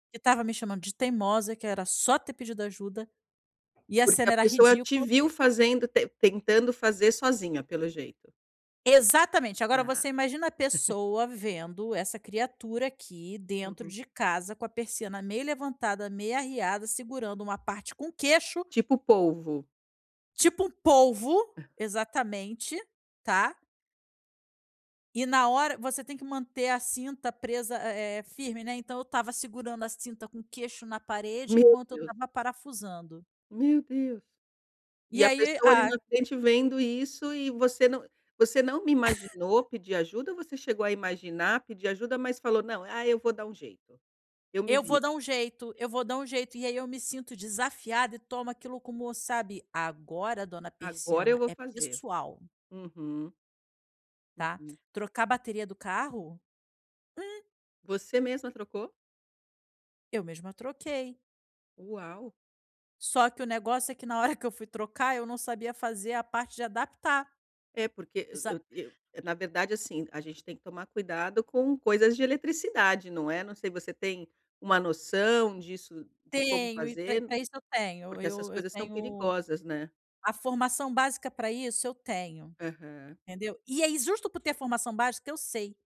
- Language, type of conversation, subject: Portuguese, advice, Como posso pedir ajuda sem sentir vergonha ou parecer fraco quando estou esgotado no trabalho?
- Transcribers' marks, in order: laugh; chuckle